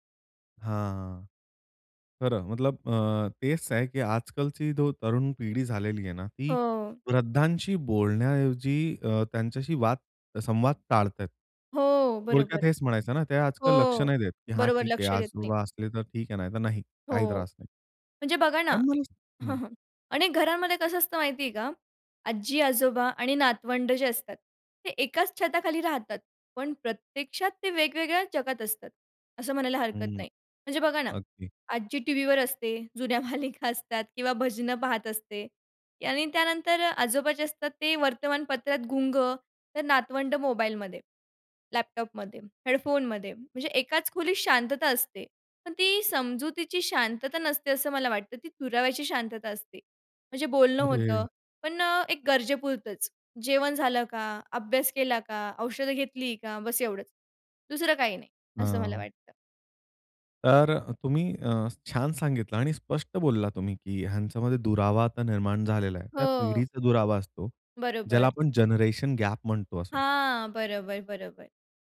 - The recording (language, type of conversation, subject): Marathi, podcast, वृद्ध आणि तरुण यांचा समाजातील संवाद तुमच्या ठिकाणी कसा असतो?
- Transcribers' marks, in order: chuckle; laughing while speaking: "जुन्या मालिका"